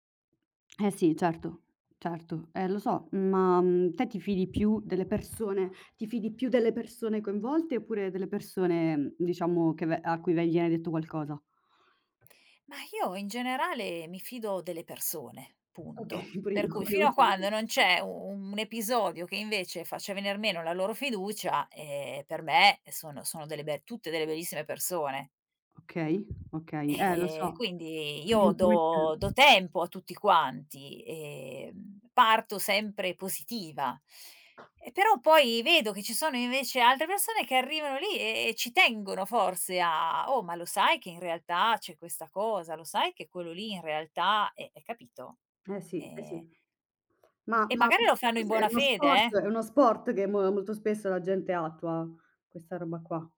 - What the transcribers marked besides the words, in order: other background noise; tapping; laughing while speaking: "Okay, pure io"; unintelligible speech; unintelligible speech
- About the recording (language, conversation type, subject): Italian, advice, Come posso gestire pettegolezzi e malintesi all’interno del gruppo?